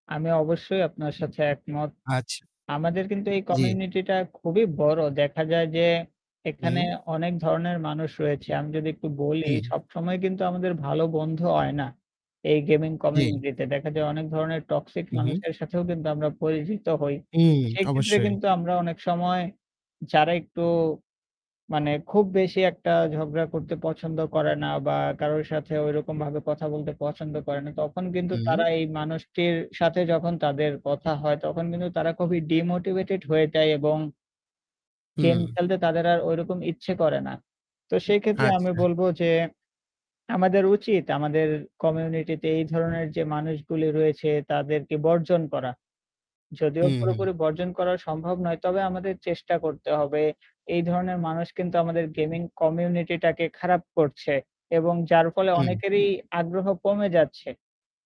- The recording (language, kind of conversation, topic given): Bengali, unstructured, গেমিং সম্প্রদায়ে গড়ে ওঠা বন্ধুত্ব কি আমাদের গেমের পছন্দ বদলে দেয়?
- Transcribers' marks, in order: static; "হয়" said as "অয়"; in English: "গেমিং কমিউনিটি"; "পরিচিত" said as "পরিজিত"; in English: "ডিমোটিভেটেড"; in English: "গেমিং কমিউনিটি"